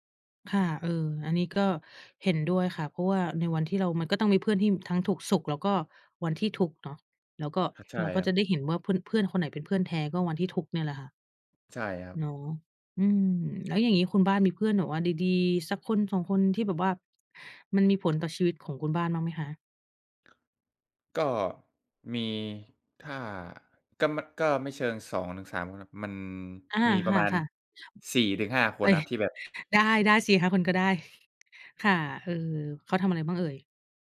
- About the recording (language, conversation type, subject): Thai, unstructured, เพื่อนที่ดีมีผลต่อชีวิตคุณอย่างไรบ้าง?
- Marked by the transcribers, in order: laughing while speaking: "เอ๊ย ได้ ๆ สี่ห้า คนก็ได้"; chuckle